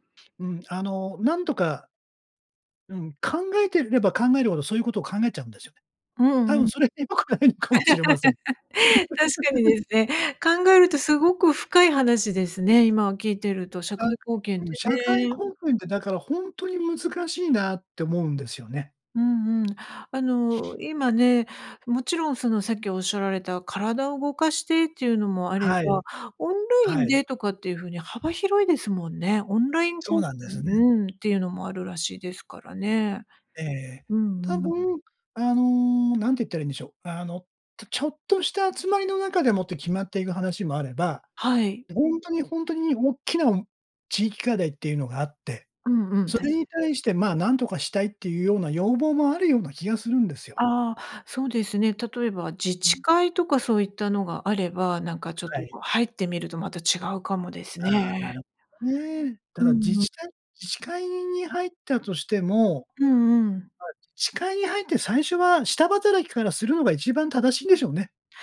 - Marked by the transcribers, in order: laughing while speaking: "それ良くないのかも"; laugh; other noise; other background noise; tapping
- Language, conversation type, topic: Japanese, advice, 社会貢献をしたいのですが、何から始めればよいのでしょうか？
- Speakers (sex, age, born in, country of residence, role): female, 50-54, Japan, Japan, advisor; male, 60-64, Japan, Japan, user